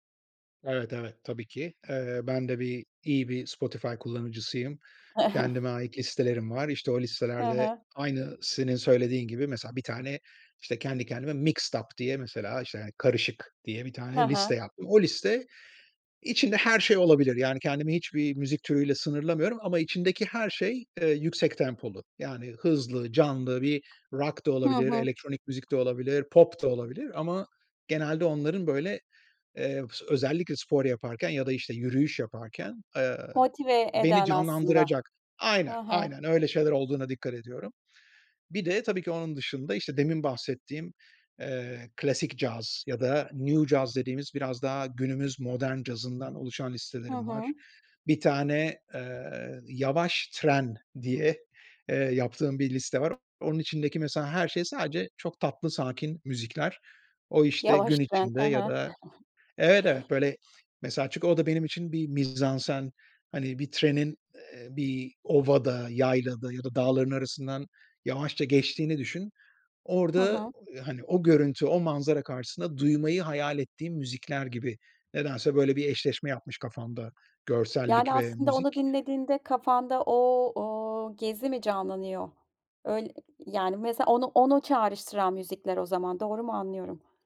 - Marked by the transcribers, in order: other background noise; chuckle; in English: "mixed up"; in English: "new"; chuckle
- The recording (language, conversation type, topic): Turkish, podcast, Müziği ruh halinin bir parçası olarak kullanır mısın?